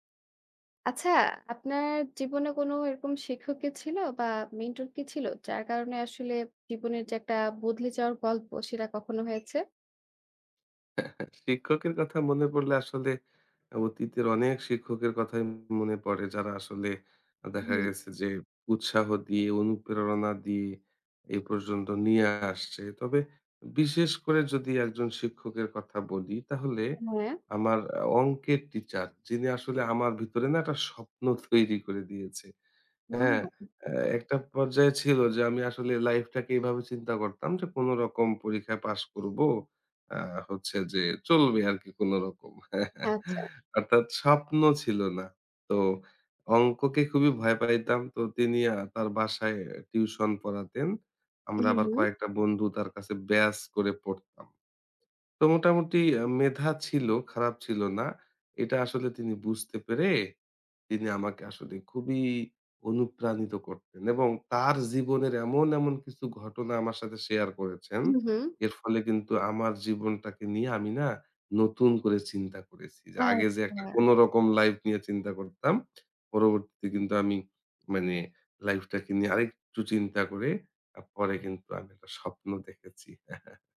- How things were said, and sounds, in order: other background noise; chuckle; chuckle; tapping; chuckle
- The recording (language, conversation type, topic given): Bengali, podcast, আপনার জীবনে কোনো শিক্ষক বা পথপ্রদর্শকের প্রভাবে আপনি কীভাবে বদলে গেছেন?